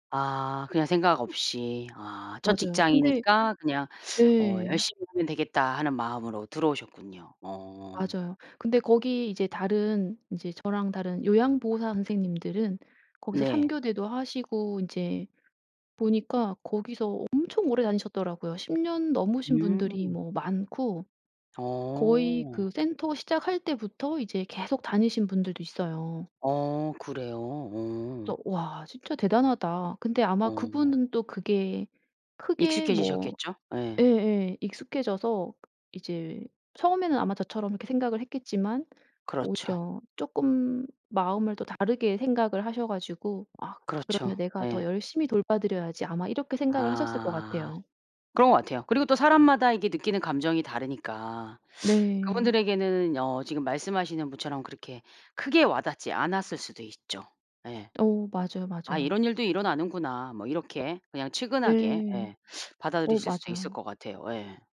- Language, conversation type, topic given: Korean, podcast, 직업을 바꾸게 된 이유는 무엇인가요?
- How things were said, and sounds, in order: other background noise; tapping